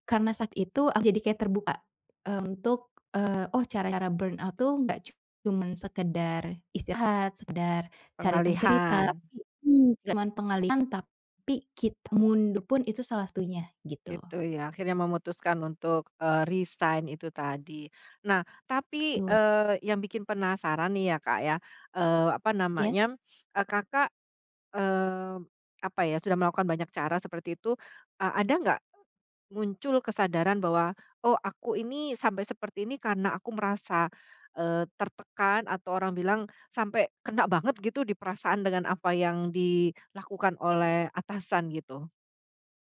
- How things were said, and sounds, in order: in English: "burnout"; tapping
- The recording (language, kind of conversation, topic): Indonesian, podcast, Bagaimana Anda menyadari Anda mengalami kelelahan mental akibat kerja dan bagaimana Anda memulihkan diri?